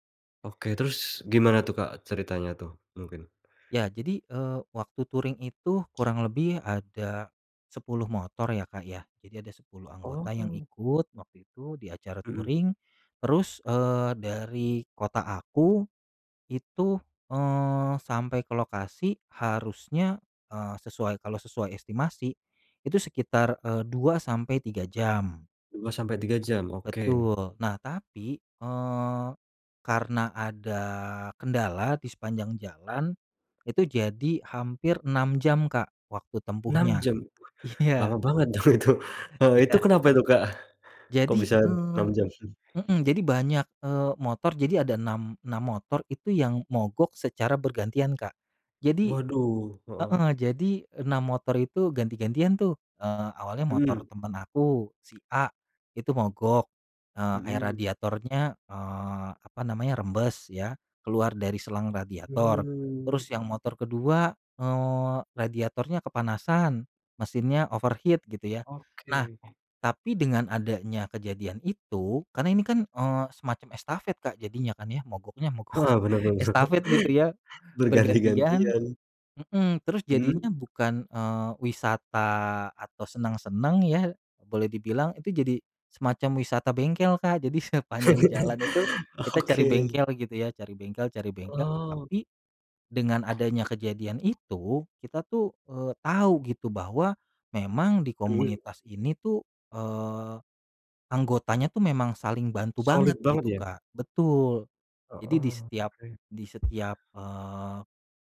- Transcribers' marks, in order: other background noise; in English: "touring"; in English: "touring"; laughing while speaking: "Iya"; laughing while speaking: "itu"; chuckle; in English: "overheat"; tapping; laughing while speaking: "mogok"; laughing while speaking: "benar"; chuckle; laugh; laughing while speaking: "Oke"; laughing while speaking: "sepanjang"
- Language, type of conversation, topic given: Indonesian, podcast, Bisakah kamu menceritakan satu momen ketika komunitasmu saling membantu dengan sangat erat?